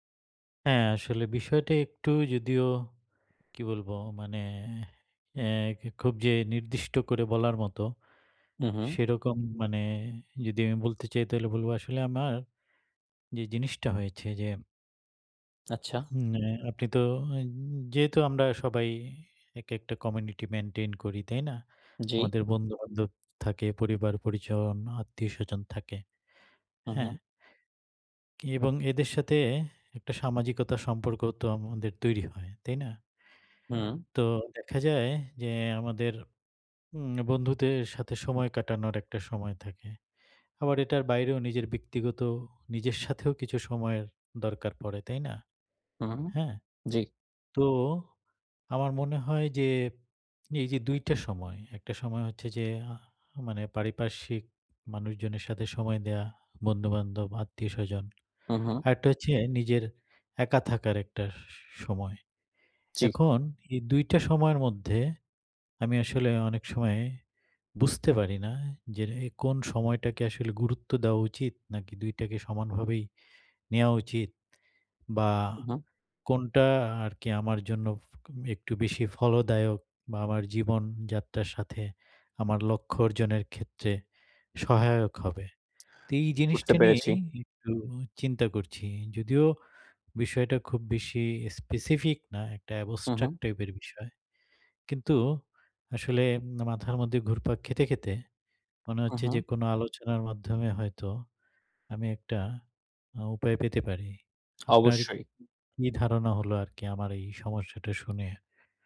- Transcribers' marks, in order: tapping; lip smack; in English: "abstract"; other background noise
- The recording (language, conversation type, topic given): Bengali, advice, সামাজিকতা এবং একাকীত্বের মধ্যে কীভাবে সঠিক ভারসাম্য বজায় রাখব?